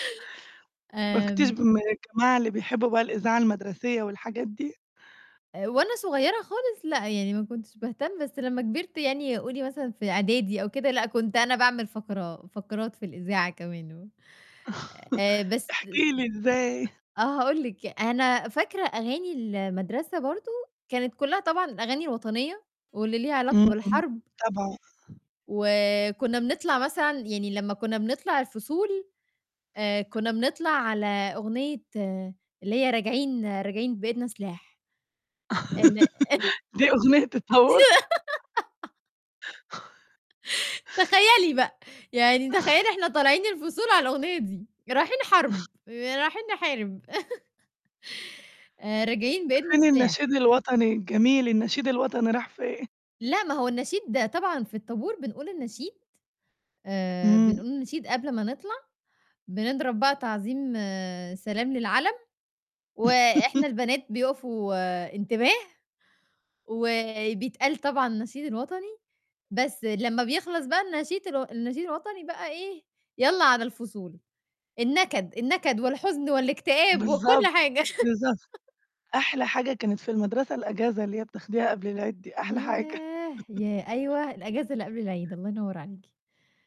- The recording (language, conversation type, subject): Arabic, podcast, إيه مزيكا الطفولة اللي لسه عايشة معاك لحد دلوقتي؟
- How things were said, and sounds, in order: chuckle; laughing while speaking: "احكي لي إزاي؟"; distorted speech; laugh; laughing while speaking: "دي أغنية الطابور؟"; unintelligible speech; laugh; tapping; chuckle; laughing while speaking: "تخيّلي بقى، يعني تخيّلي إحنا طالعين الفصول على الأغنية دي"; laugh; chuckle; laugh; laugh; laugh